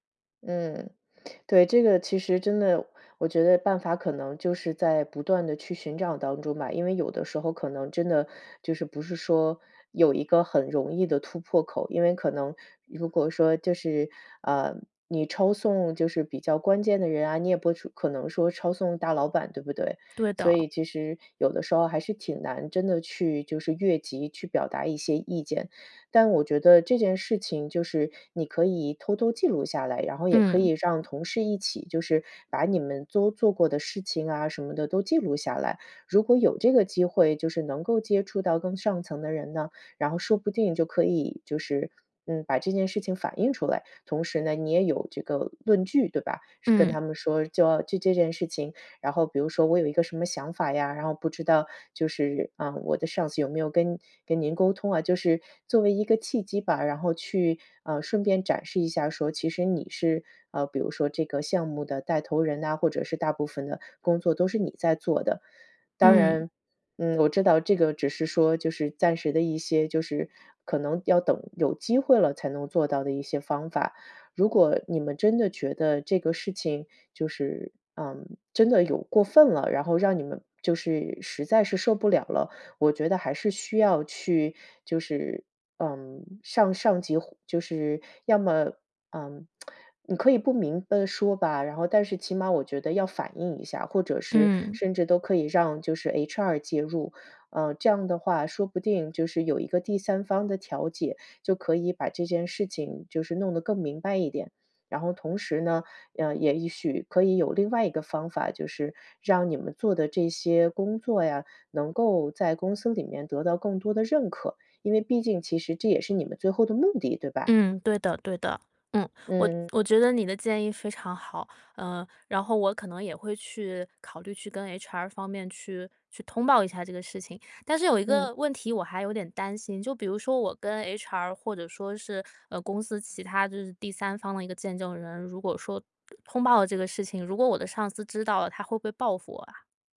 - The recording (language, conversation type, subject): Chinese, advice, 如何在觉得同事抢了你的功劳时，理性地与对方当面对质并澄清事实？
- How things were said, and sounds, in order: "都" said as "邹"; "向" said as "上"; lip smack; "明白" said as "明奔"